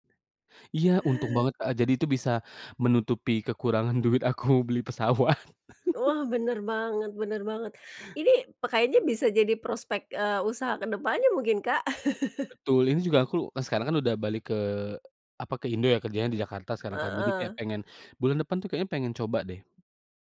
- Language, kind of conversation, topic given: Indonesian, podcast, Apakah ada makanan khas keluarga yang selalu hadir saat ada acara penting?
- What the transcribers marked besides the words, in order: laughing while speaking: "aku beli pesawat"; chuckle; other background noise; chuckle